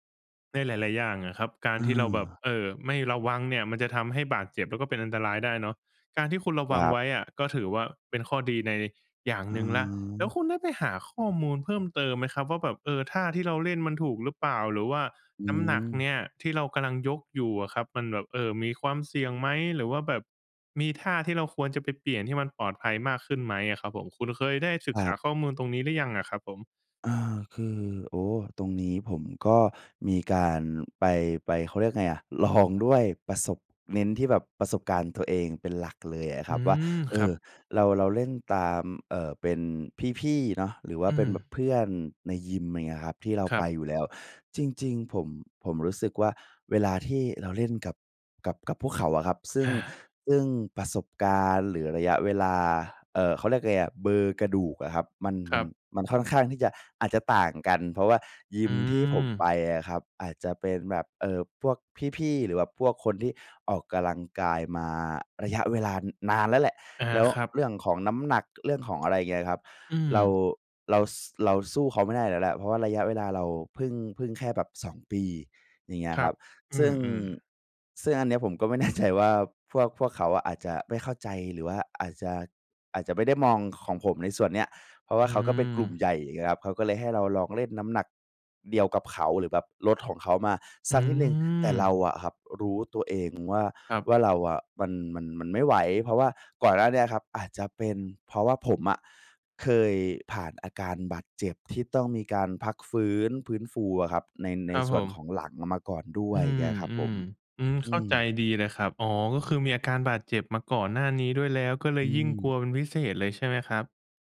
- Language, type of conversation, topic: Thai, advice, กลัวบาดเจ็บเวลาลองยกน้ำหนักให้หนักขึ้นหรือเพิ่มความเข้มข้นในการฝึก ควรทำอย่างไร?
- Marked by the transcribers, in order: tapping; drawn out: "อืม"